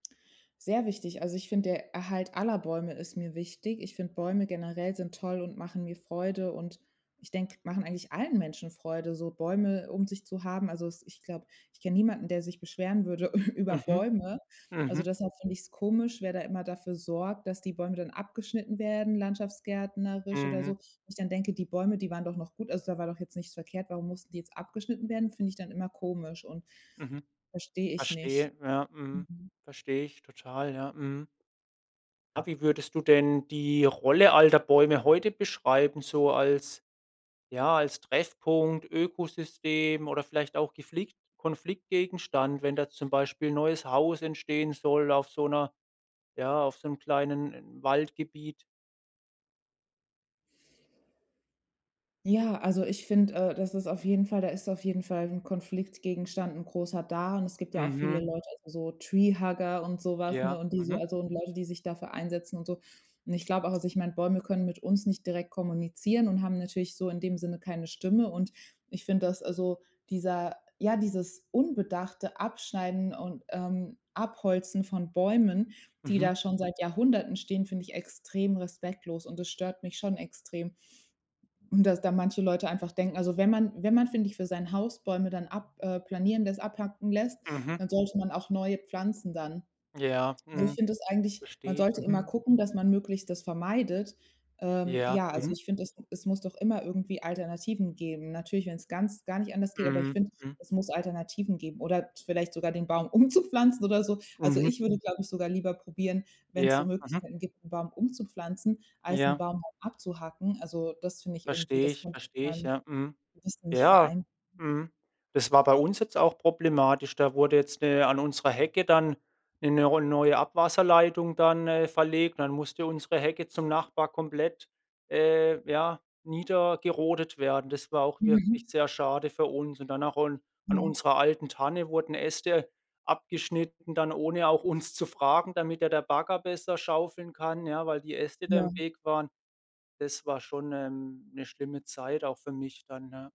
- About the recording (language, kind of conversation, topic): German, podcast, Was bedeutet ein alter Baum für dich?
- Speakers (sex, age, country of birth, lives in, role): female, 30-34, Germany, Germany, guest; male, 25-29, Germany, Germany, host
- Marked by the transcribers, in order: laughing while speaking: "über"; in English: "Treehugger"; stressed: "extrem"; laughing while speaking: "umzupflanzen"; sad: "'ne schlimme Zeit auch für mich dann, ja"